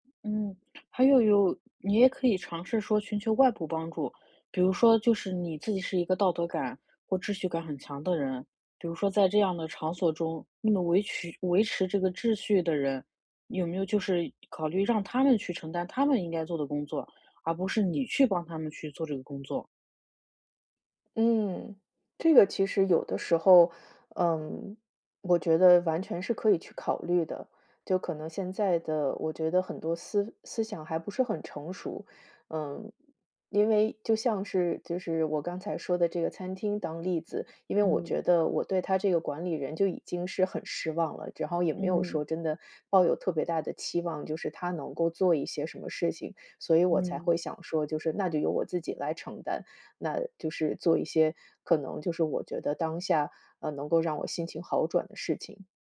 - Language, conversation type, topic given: Chinese, advice, 我怎样才能更好地控制冲动和情绪反应？
- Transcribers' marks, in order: tapping